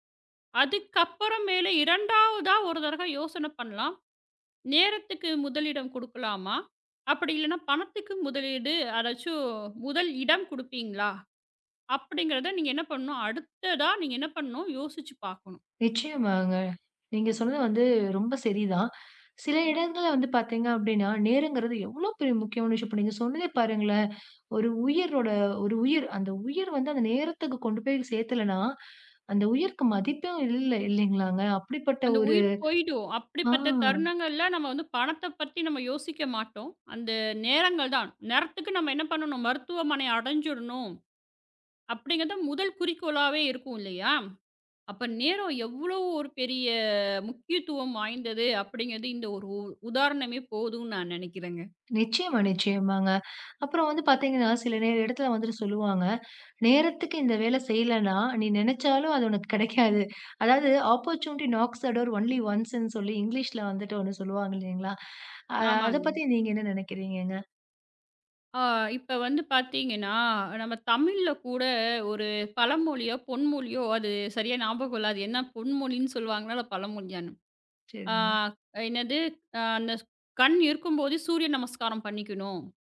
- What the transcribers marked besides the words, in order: drawn out: "பெரிய"; in English: "ஆப்பர்சுனிட்டி நாக்ஸ் தெ டோர் ஒன்லி ஒன்ஸ்னு"
- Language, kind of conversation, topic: Tamil, podcast, பணம் அல்லது நேரம்—முதலில் எதற்கு முன்னுரிமை கொடுப்பீர்கள்?